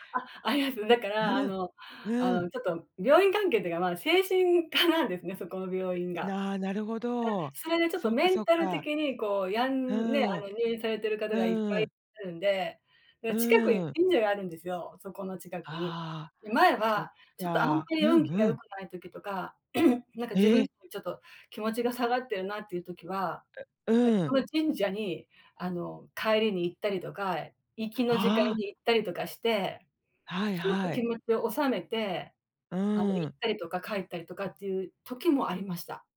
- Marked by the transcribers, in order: laughing while speaking: "ありますね"; throat clearing
- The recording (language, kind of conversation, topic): Japanese, podcast, 仕事と私生活のオン・オフは、どう切り替えていますか？